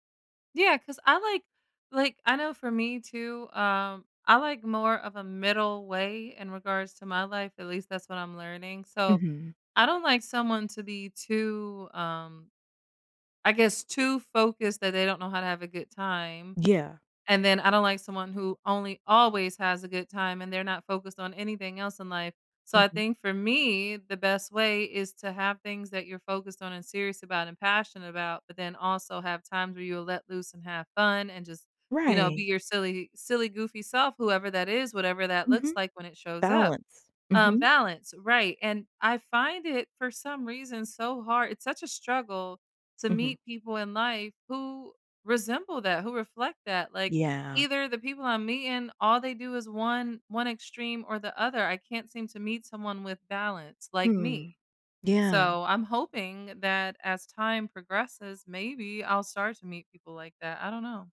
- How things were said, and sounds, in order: none
- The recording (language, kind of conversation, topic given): English, unstructured, How can I tell if a relationship helps or holds me back?